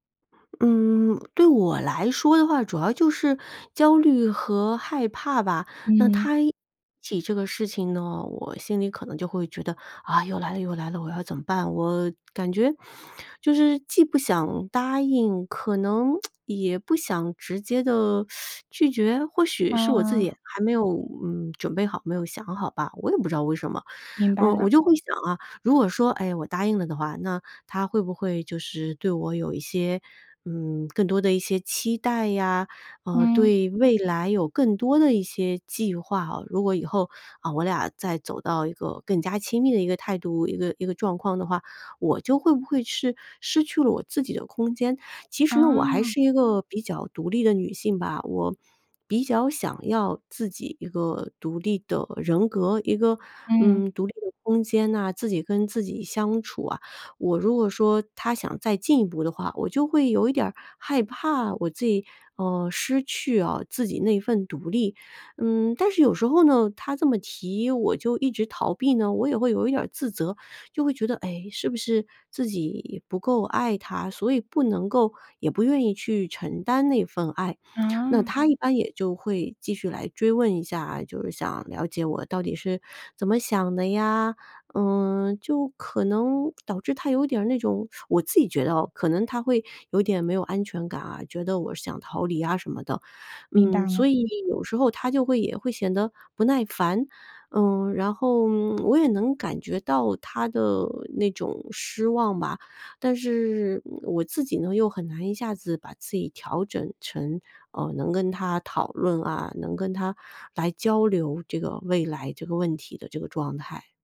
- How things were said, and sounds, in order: tsk; teeth sucking; other background noise
- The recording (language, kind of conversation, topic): Chinese, advice, 为什么我总是反复逃避与伴侣的亲密或承诺？